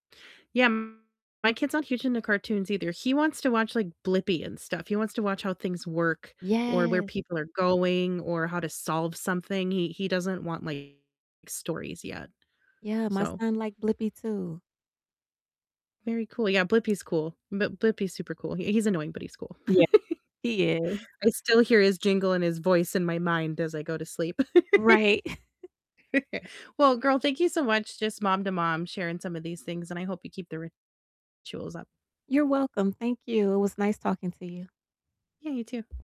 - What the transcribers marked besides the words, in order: distorted speech; static; tapping; chuckle; other background noise; chuckle
- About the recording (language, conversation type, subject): English, unstructured, What traditions bring your family the most joy?